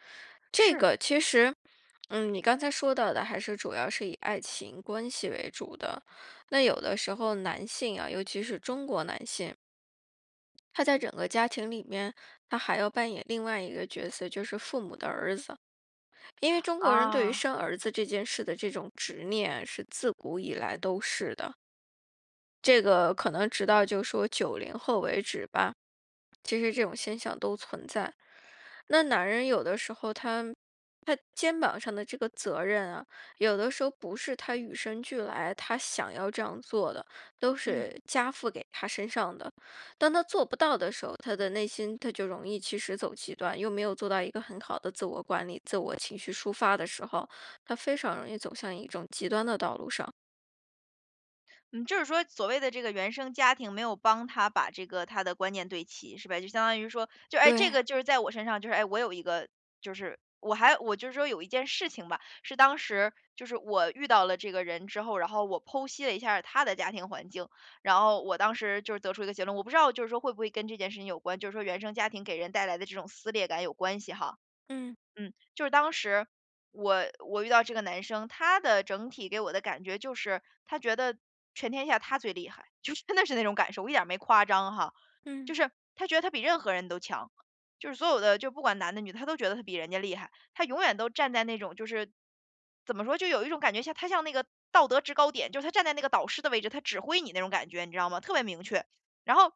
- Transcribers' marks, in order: other background noise; laughing while speaking: "真的"
- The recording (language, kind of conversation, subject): Chinese, advice, 我怎样才能让我的日常行动与我的价值观保持一致？